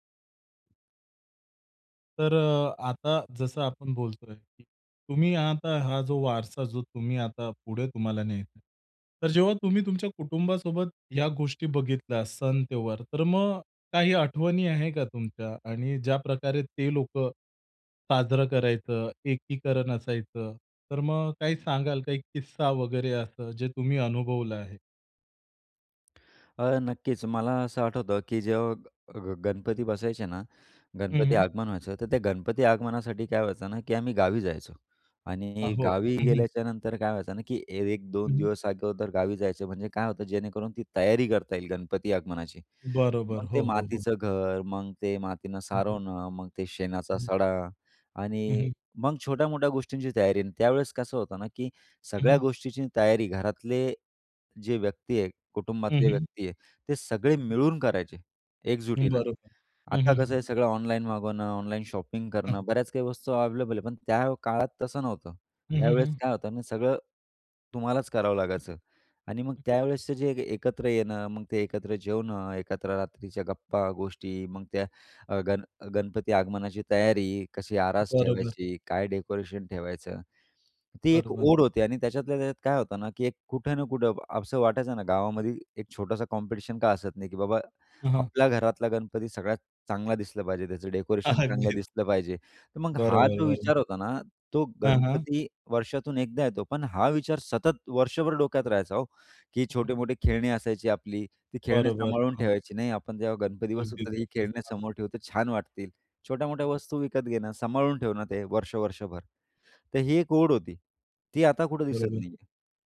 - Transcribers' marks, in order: tapping; in English: "शॉपिंग"; laughing while speaking: "अगदीच"; background speech
- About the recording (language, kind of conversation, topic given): Marathi, podcast, कुटुंबाचा वारसा तुम्हाला का महत्त्वाचा वाटतो?
- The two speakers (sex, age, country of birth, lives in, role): male, 30-34, India, India, host; male, 35-39, India, India, guest